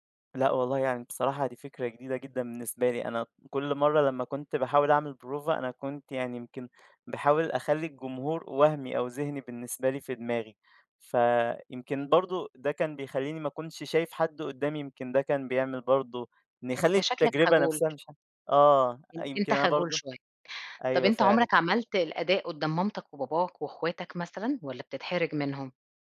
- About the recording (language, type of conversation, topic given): Arabic, advice, إزاي أتعامل مع خوفي لما أتكلم قدّام الناس في عرض أو اجتماع أو امتحان شفهي؟
- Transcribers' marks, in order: in Italian: "بروفة"; tapping